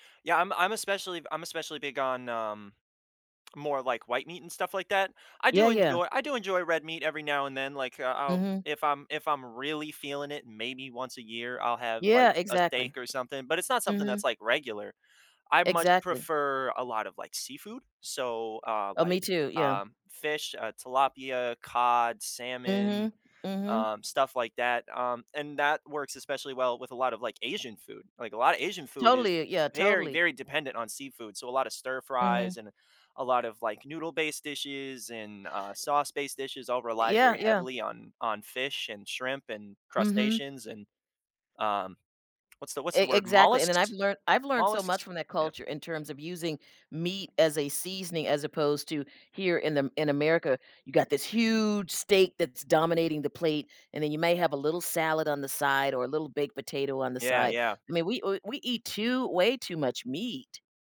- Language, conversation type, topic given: English, unstructured, What is your favorite comfort food, and why?
- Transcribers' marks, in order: tapping; stressed: "huge"